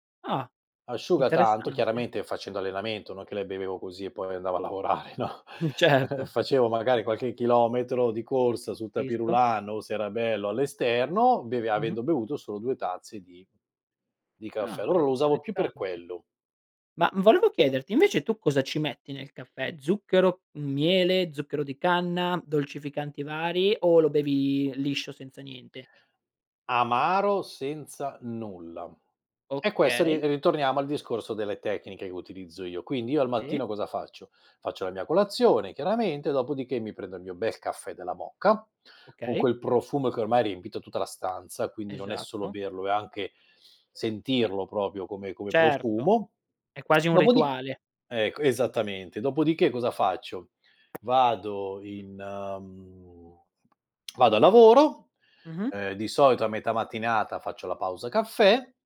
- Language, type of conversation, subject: Italian, podcast, Come bilanci la caffeina e il riposo senza esagerare?
- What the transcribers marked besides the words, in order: laughing while speaking: "Mh, certo"; laughing while speaking: "no"; "Capisco" said as "pisco"; "proprio" said as "propio"; tapping